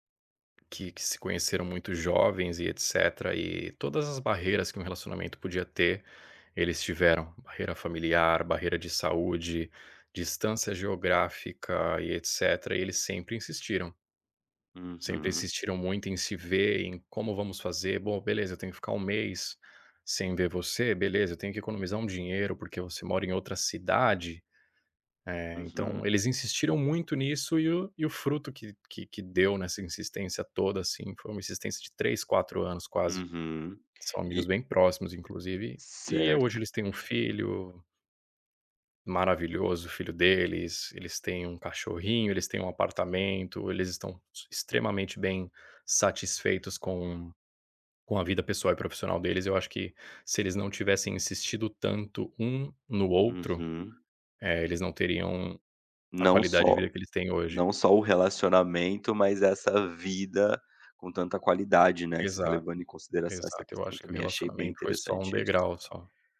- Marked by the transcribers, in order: tapping
- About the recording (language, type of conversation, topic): Portuguese, podcast, Como saber quando é hora de insistir ou desistir?